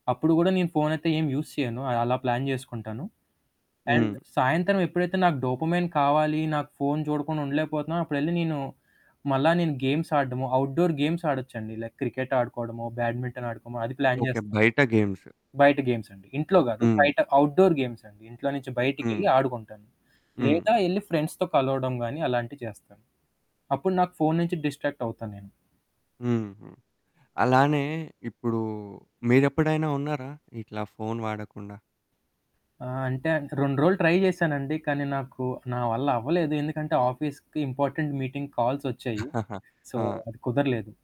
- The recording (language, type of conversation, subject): Telugu, podcast, స్మార్ట్‌ఫోన్ లేకుండా మీరు ఒక రోజు ఎలా గడుపుతారు?
- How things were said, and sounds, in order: static; in English: "యూజ్"; in English: "ప్లాన్"; in English: "అండ్"; in English: "డోపమైన్"; in English: "గేమ్స్"; in English: "అవుట్‌డోర్ గేమ్స్"; in English: "లైక్"; in English: "బ్యాడ్మింటన్"; in English: "ప్లాన్"; in English: "గేమ్స్"; other background noise; in English: "గేమ్స్"; in English: "అవుట్‌డోర్ గేమ్స్"; in English: "ఫ్రెండ్స్‌తో"; in English: "ట్రై"; in English: "ఆఫీస్‌కి ఇంపార్టెంట్ మీటింగ్ కాల్స్"; chuckle; in English: "సో"